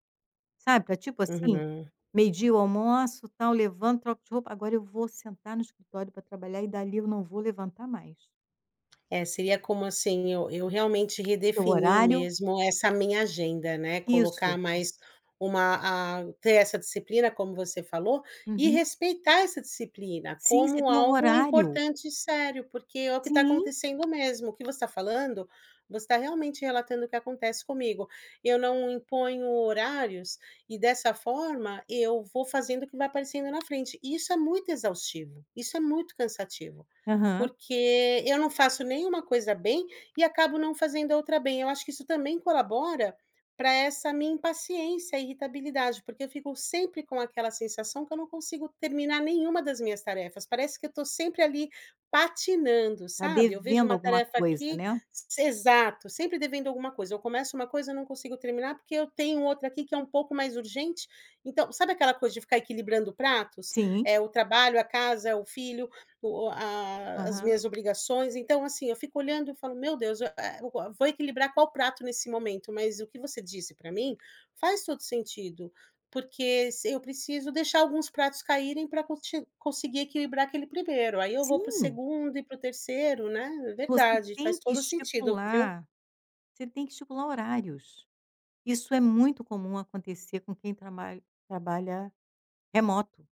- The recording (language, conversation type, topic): Portuguese, advice, Como o cansaço tem afetado sua irritabilidade e impaciência com a família e os amigos?
- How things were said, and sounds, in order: tapping; other background noise